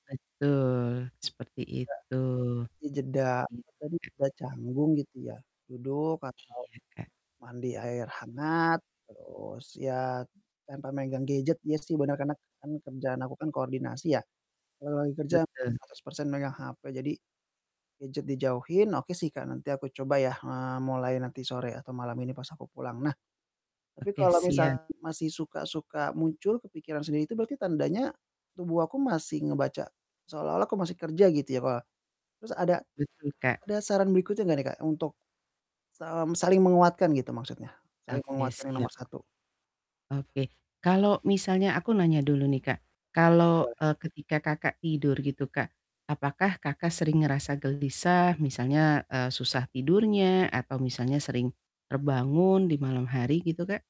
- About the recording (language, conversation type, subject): Indonesian, advice, Bagaimana cara menenangkan pikiran setelah hari yang sangat sibuk?
- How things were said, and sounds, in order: static; distorted speech; other background noise